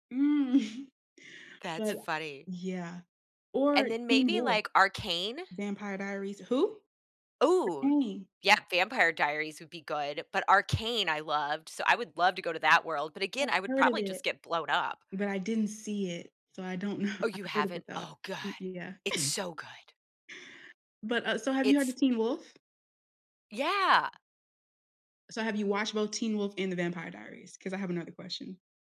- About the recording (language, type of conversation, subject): English, unstructured, Which fictional worlds from movies or games would you love to visit, and what would you do there?
- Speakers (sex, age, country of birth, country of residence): female, 20-24, United States, United States; female, 50-54, United States, United States
- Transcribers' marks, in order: chuckle; laughing while speaking: "know"; chuckle